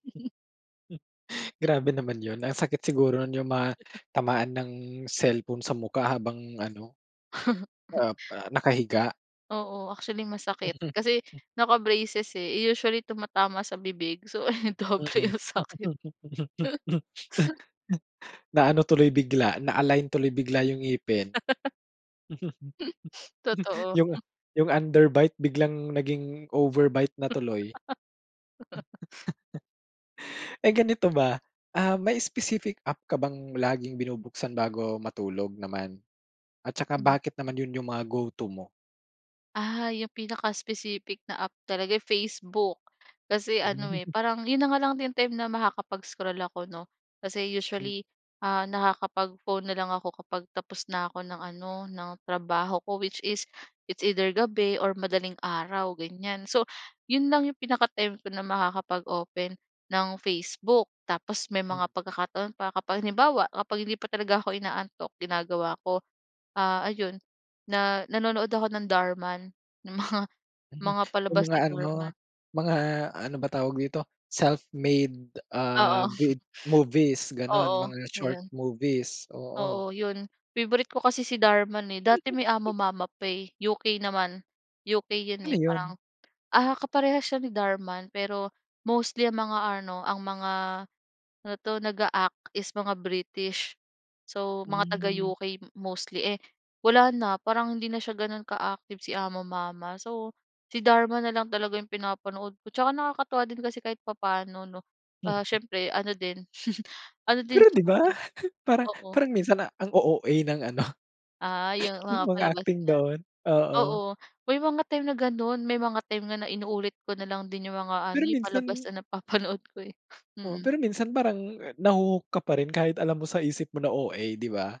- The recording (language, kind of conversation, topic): Filipino, podcast, Ano ang karaniwan mong ginagawa sa telepono mo bago ka matulog?
- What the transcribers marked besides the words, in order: other background noise; tapping; laugh; laughing while speaking: "So ayon, doble yung sakit"; chuckle; chuckle; laugh; sniff; in English: "underbite"; in English: "overbite"; unintelligible speech; gasp; laugh; sniff; in English: "specific"; in English: "pinaka-specific"; chuckle; gasp; in English: "it's either"; gasp; laughing while speaking: "ng mga"; in English: "Self-made"; chuckle; chuckle; unintelligible speech; chuckle; laughing while speaking: "parang parang minsan, ang O OA ng ano, yung mga acting doon"